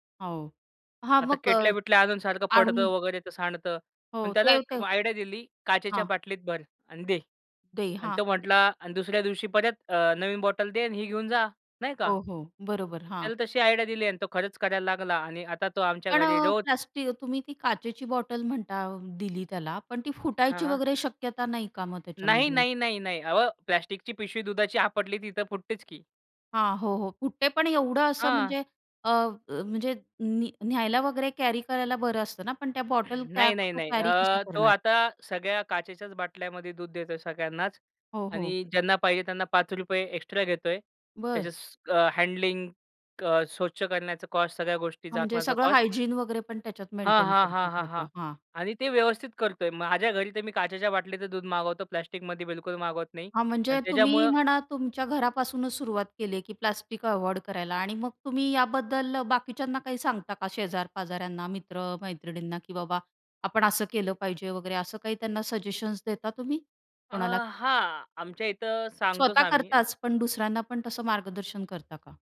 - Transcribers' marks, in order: other noise; in English: "आयडिया"; other background noise; in English: "आयडिया"; tapping; in English: "कॅरी"; throat clearing; in English: "हँडलिंग"; in English: "हायजीन"; in English: "सजेशन्स"
- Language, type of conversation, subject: Marathi, podcast, प्लास्टिक कमी करण्यासाठी कोणत्या दैनंदिन सवयी सर्वात उपयुक्त वाटतात?